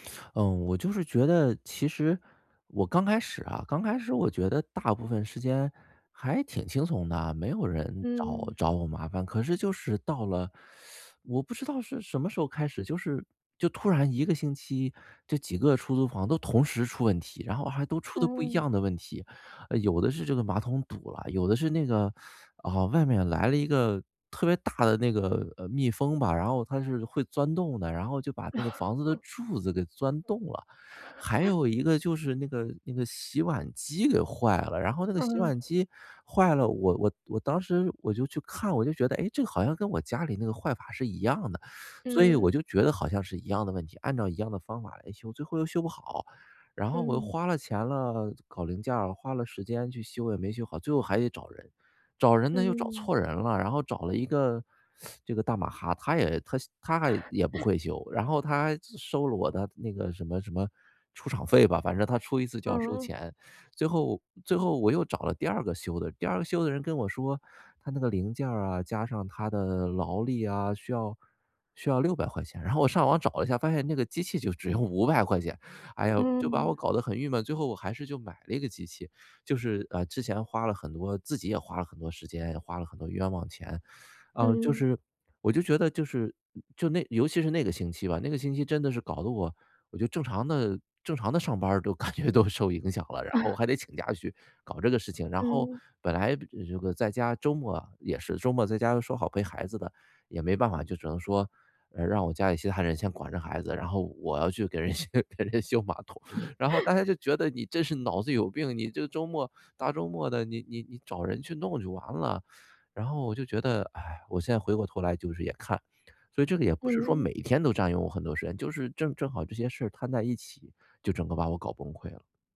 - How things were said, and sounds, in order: teeth sucking; teeth sucking; laugh; chuckle; teeth sucking; teeth sucking; chuckle; laughing while speaking: "只用五百 块钱"; laughing while speaking: "感觉都"; chuckle; laughing while speaking: "修 给人修马桶"; chuckle
- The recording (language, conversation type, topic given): Chinese, advice, 我怎样通过外包节省更多时间？